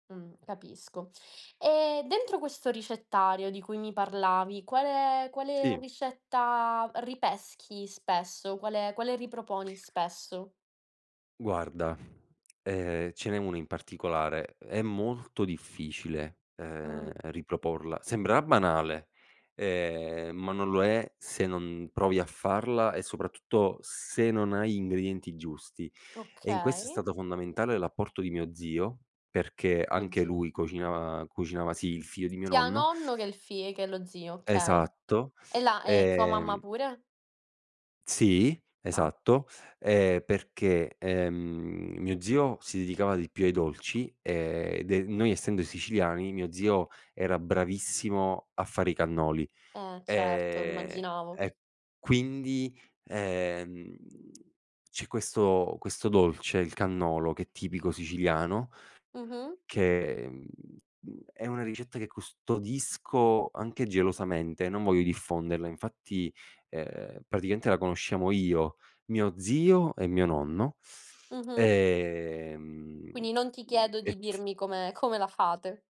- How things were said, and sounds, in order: drawn out: "Ehm"; other background noise
- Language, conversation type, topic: Italian, podcast, Come ti sei appassionato alla cucina o al cibo?